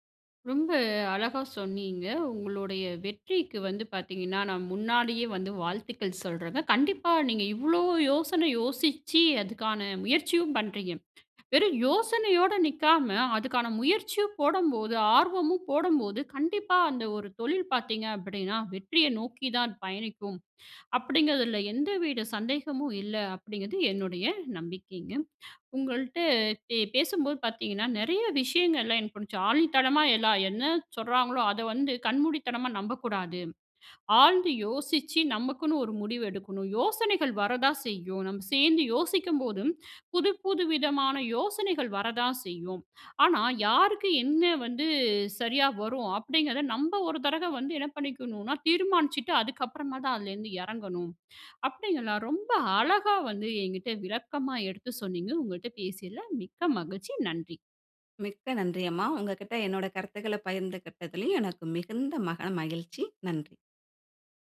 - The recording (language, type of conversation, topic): Tamil, podcast, சேர்ந்து யோசிக்கும்போது புதிய யோசனைகள் எப்படிப் பிறக்கின்றன?
- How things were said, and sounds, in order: none